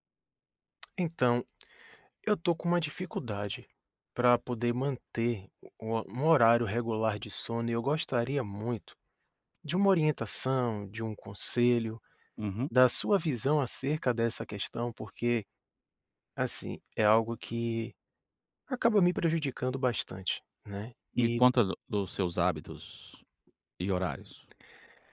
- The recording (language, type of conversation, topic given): Portuguese, advice, Como posso manter um horário de sono regular?
- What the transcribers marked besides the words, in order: tapping